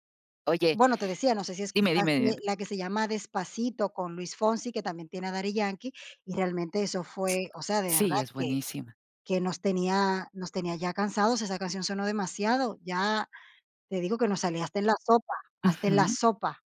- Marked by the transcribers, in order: other background noise
- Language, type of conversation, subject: Spanish, podcast, ¿Cómo han cambiado tus gustos en los medios desde la adolescencia hasta hoy?